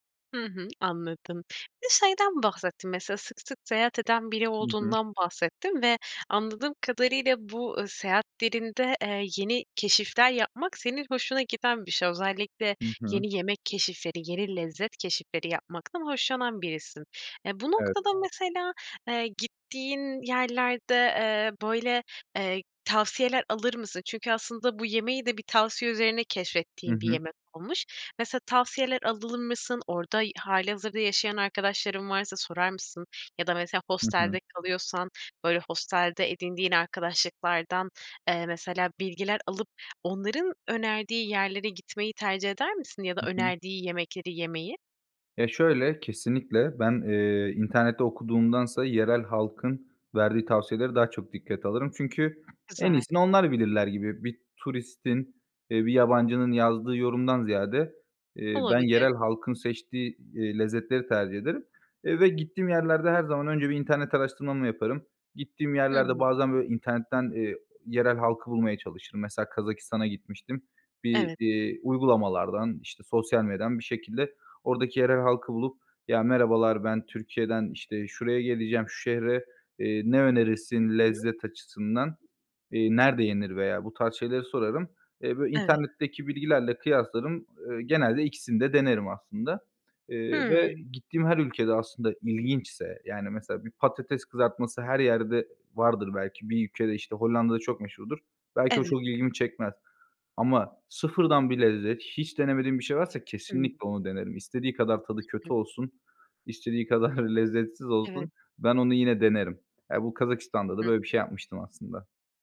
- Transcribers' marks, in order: other background noise; "alır" said as "alılım"; other noise; chuckle
- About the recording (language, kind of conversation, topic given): Turkish, podcast, En unutamadığın yemek keşfini anlatır mısın?